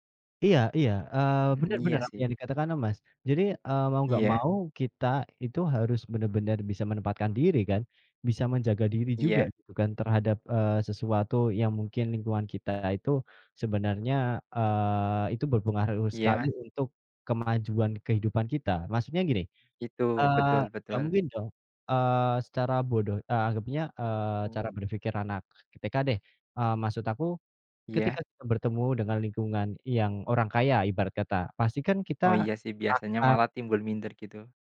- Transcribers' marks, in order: none
- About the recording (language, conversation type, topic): Indonesian, unstructured, Bagaimana cara kamu mengatasi tekanan untuk menjadi seperti orang lain?